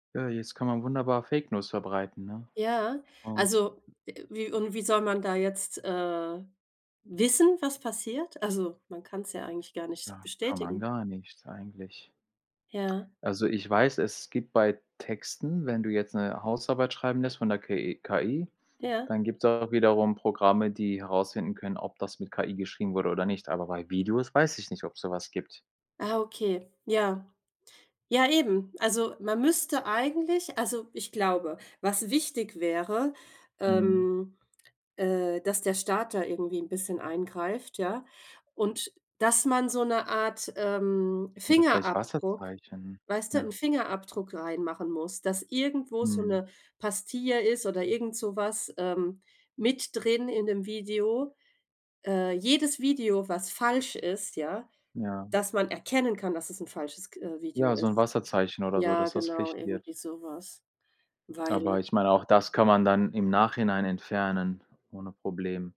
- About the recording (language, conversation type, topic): German, unstructured, Wie verändert Technologie unseren Alltag wirklich?
- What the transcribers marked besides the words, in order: stressed: "wissen"; in Spanish: "Pastilla"